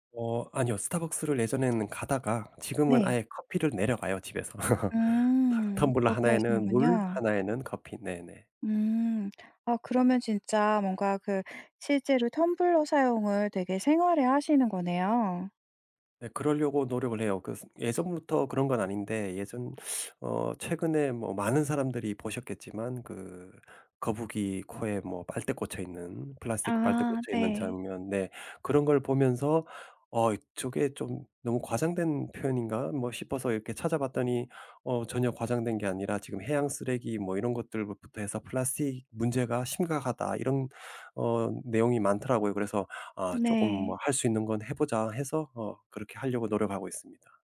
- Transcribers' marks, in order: laugh; "생활화" said as "생활회"; teeth sucking
- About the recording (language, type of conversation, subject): Korean, podcast, 플라스틱 쓰레기를 줄이기 위해 일상에서 실천할 수 있는 현실적인 팁을 알려주실 수 있나요?